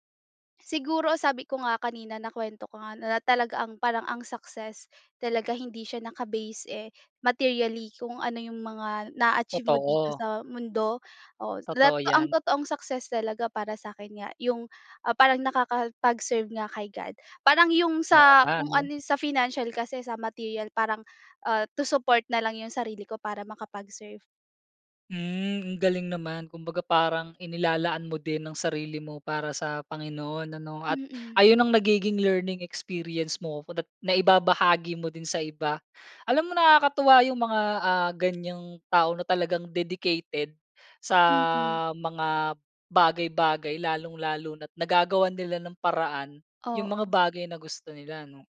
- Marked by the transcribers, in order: in English: "naka-base, eh, materially"; other background noise
- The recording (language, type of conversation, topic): Filipino, podcast, Ano ang pinaka-memorable na learning experience mo at bakit?